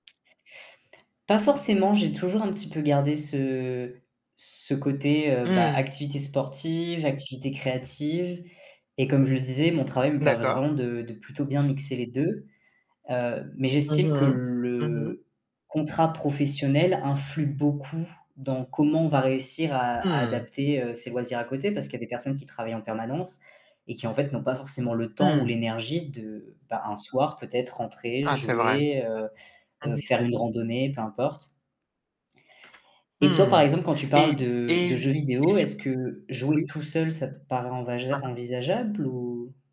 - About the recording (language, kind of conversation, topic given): French, unstructured, Quels loisirs te manquent le plus en ce moment ?
- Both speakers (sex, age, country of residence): male, 20-24, France; male, 25-29, Italy
- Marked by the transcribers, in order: static; tapping; stressed: "beaucoup"; distorted speech